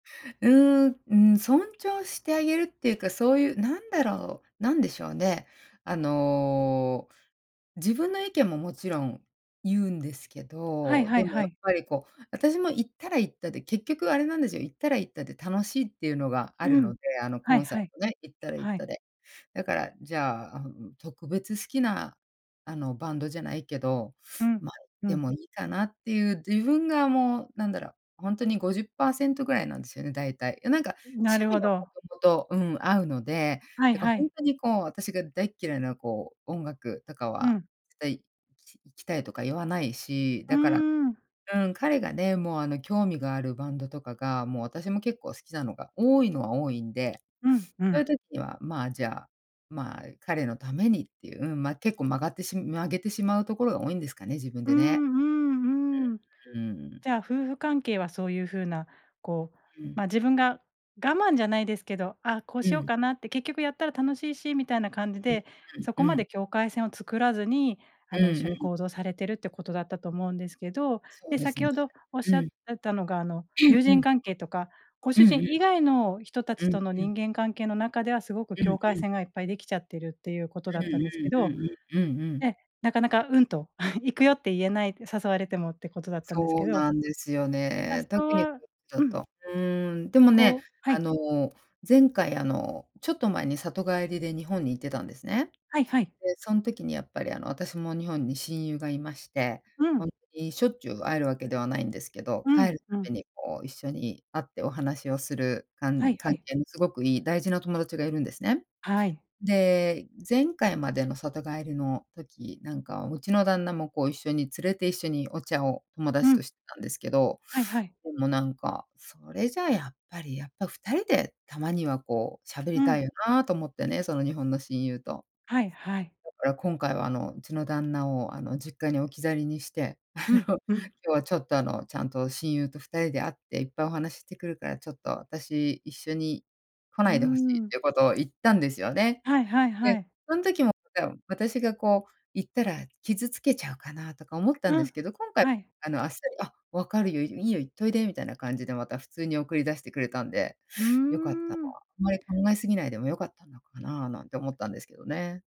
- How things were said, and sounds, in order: sniff; throat clearing; chuckle; laughing while speaking: "あの"
- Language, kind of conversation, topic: Japanese, podcast, 境界線を引くときに大切なポイントは何ですか？